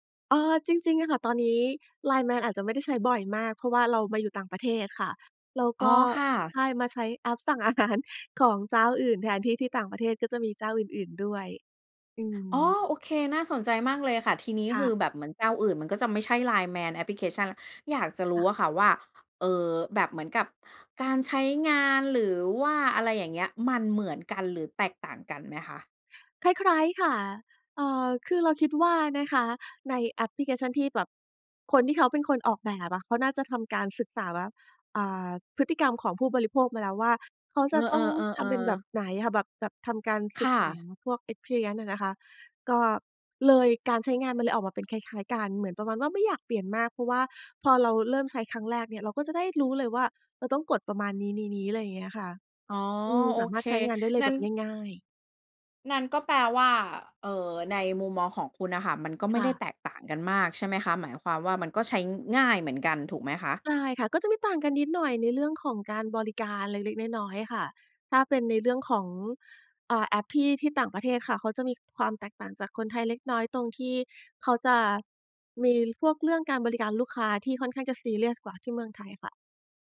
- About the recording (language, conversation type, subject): Thai, podcast, คุณช่วยเล่าให้ฟังหน่อยได้ไหมว่าแอปไหนที่ช่วยให้ชีวิตคุณง่ายขึ้น?
- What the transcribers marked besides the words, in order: laughing while speaking: "อาหาร"; in English: "Experience"